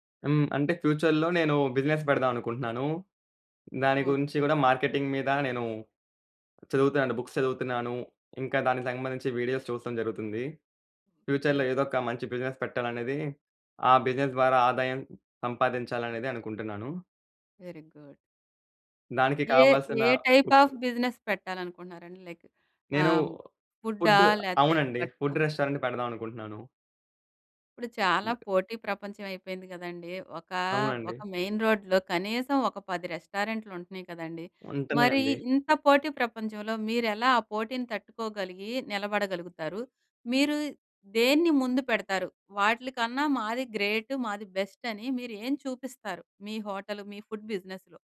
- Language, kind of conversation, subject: Telugu, podcast, మీ నైపుణ్యాన్ని ఆదాయంగా మార్చుకోవాలంటే ఏమి చేయాలి?
- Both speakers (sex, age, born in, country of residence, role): female, 40-44, India, India, host; male, 20-24, India, India, guest
- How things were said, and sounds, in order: in English: "ఫ్యూచర్‌లో"; in English: "బిజినెస్"; in English: "మార్కెటింగ్"; in English: "బుక్స్"; in English: "వీడియోస్"; in English: "ఫ్యూచర్‌లో"; in English: "బిజినెస్"; in English: "బిజినెస్"; in English: "వెరీ గుడ్"; in English: "అఫ్ బిజినెస్"; in English: "బుక్"; in English: "లైక్"; in English: "ఫుడ్"; in English: "ఫుడ్ రెస్టారెంట్"; other background noise; in English: "మెయిన్ రోడ్‌లో"; in English: "గ్రేట్"; in English: "బెస్ట్"; in English: "ఫుడ్ బిజినెస్‌లో?"